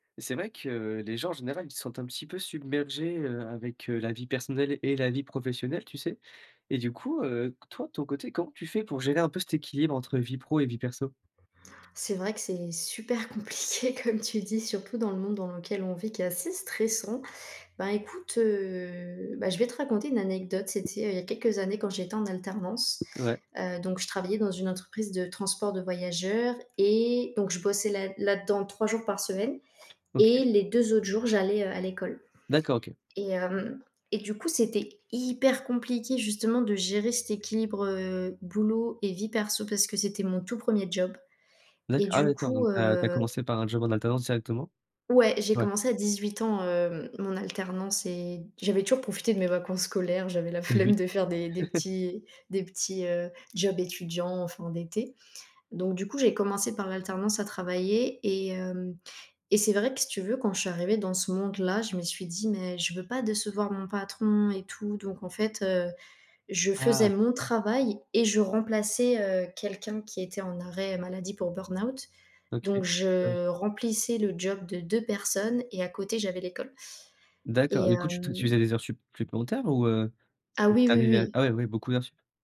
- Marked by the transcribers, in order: tapping; laughing while speaking: "compliqué comme tu dis"; stressed: "assez"; stressed: "hyper"; chuckle
- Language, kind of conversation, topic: French, podcast, Comment gères-tu au quotidien l’équilibre entre ton travail et ta vie personnelle ?